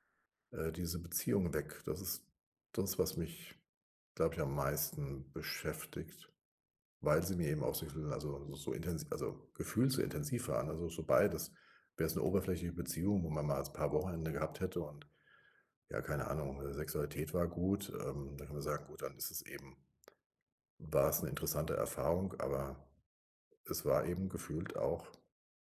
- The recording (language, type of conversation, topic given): German, advice, Wie kann ich die Vergangenheit loslassen, um bereit für eine neue Beziehung zu sein?
- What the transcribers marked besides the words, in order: none